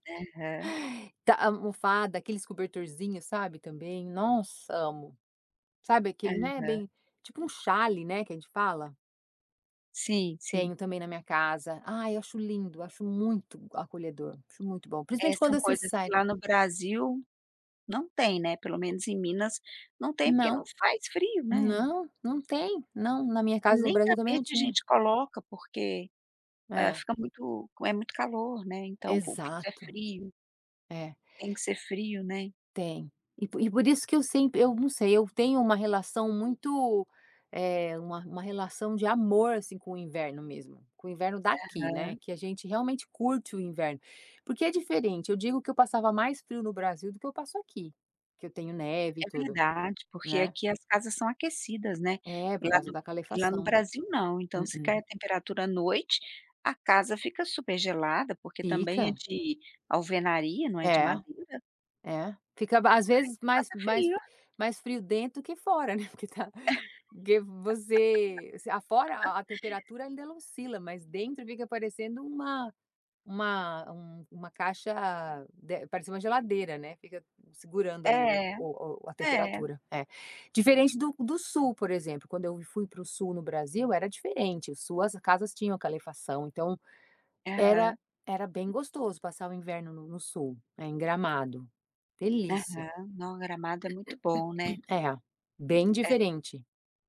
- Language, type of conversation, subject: Portuguese, podcast, O que deixa um lar mais aconchegante para você?
- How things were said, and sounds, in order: laughing while speaking: "fora né porque está, porque você, afora"; chuckle; other background noise; throat clearing